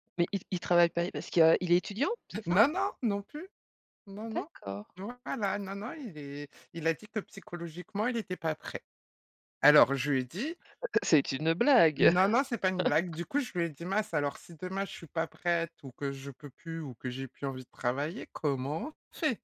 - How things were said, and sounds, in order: tapping; laugh
- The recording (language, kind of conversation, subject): French, podcast, Qu'est-ce qui déclenche le plus souvent des conflits entre parents et adolescents ?